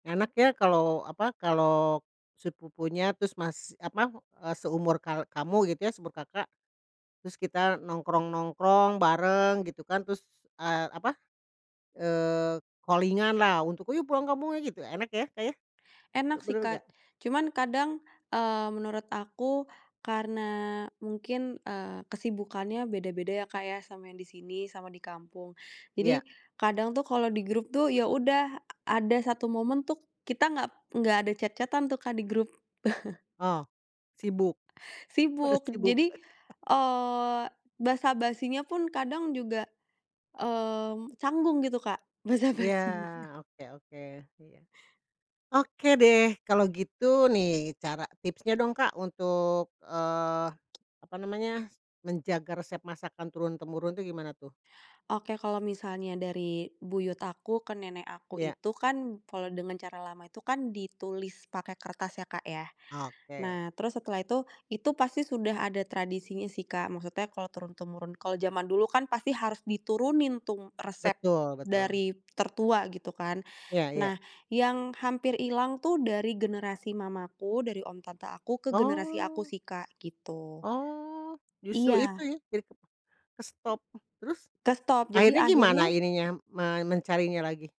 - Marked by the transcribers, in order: in English: "calling-an"; "Betul" said as "benul"; in English: "chat-chat-an"; chuckle; chuckle; laughing while speaking: "basa-basinya"; tsk
- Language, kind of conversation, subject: Indonesian, podcast, Bagaimana keluarga kalian menjaga dan mewariskan resep masakan turun-temurun?